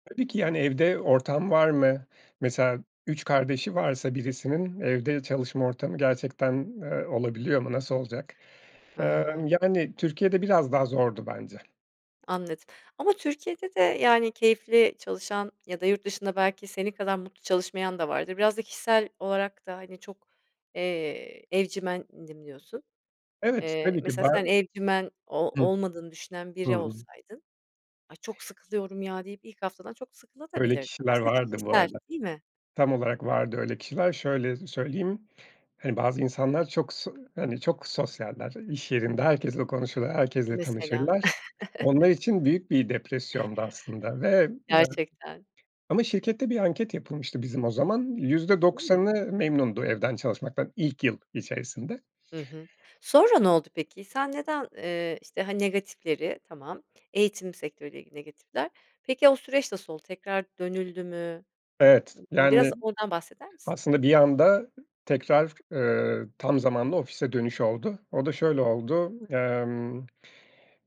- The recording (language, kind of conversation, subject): Turkish, podcast, Uzaktan çalışmanın artıları ve eksileri neler?
- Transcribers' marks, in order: other background noise; tapping; chuckle; unintelligible speech